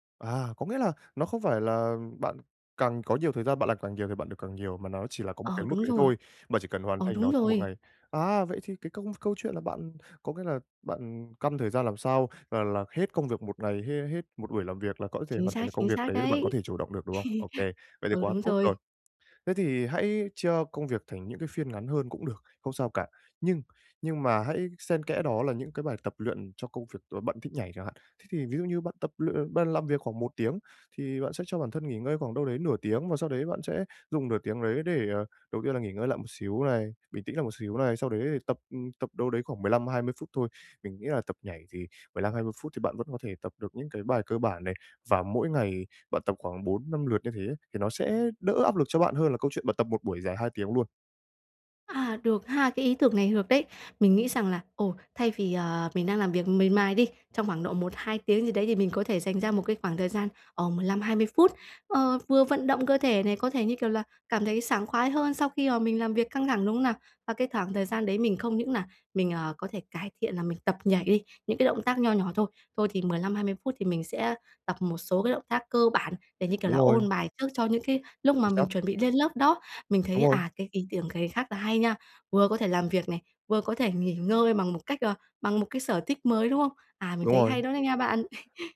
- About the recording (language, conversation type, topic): Vietnamese, advice, Làm sao để tìm thời gian cho sở thích cá nhân của mình?
- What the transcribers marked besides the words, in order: laugh; tapping; "được" said as "hược"; laugh